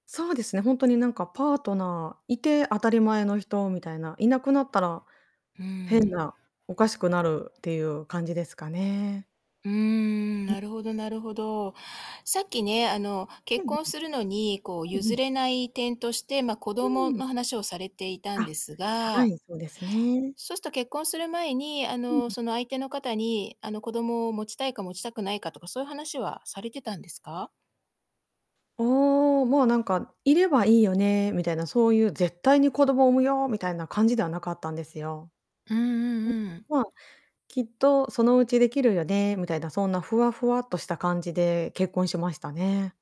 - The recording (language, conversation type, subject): Japanese, podcast, 結婚するかどうかは、どうやって決めますか？
- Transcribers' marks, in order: distorted speech